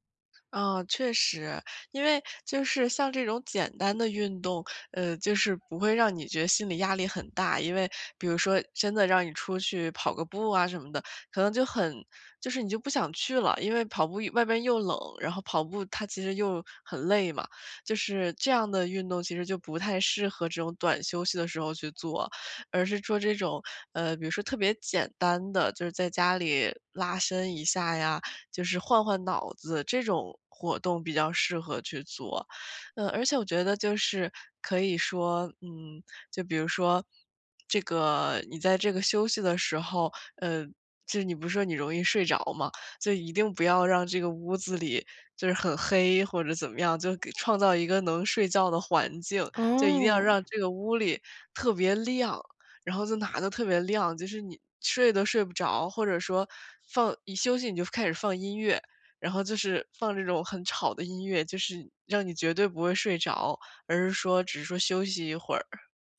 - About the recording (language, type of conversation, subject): Chinese, advice, 如何通过短暂休息来提高工作效率？
- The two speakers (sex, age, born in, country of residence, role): female, 18-19, United States, United States, user; female, 25-29, China, United States, advisor
- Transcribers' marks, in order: none